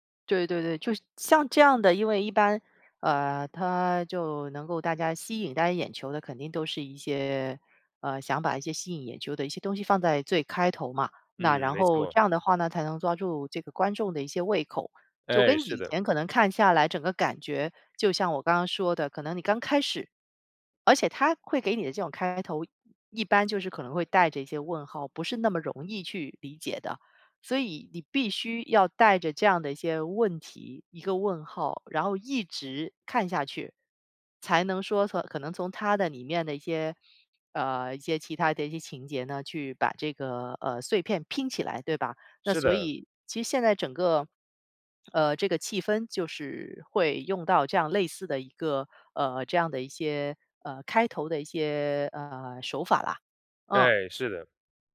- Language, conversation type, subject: Chinese, podcast, 什么样的电影开头最能一下子吸引你？
- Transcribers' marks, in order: other background noise; lip smack